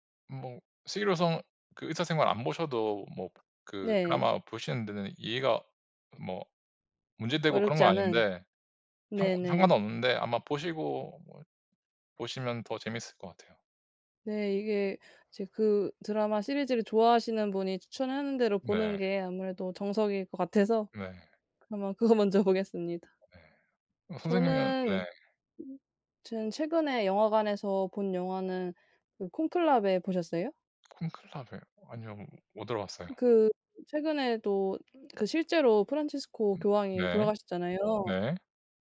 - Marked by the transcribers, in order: other background noise; laughing while speaking: "같아서"; laughing while speaking: "그거 먼저 보겠습니다"; unintelligible speech
- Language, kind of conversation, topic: Korean, unstructured, 최근에 본 영화나 드라마 중 추천하고 싶은 작품이 있나요?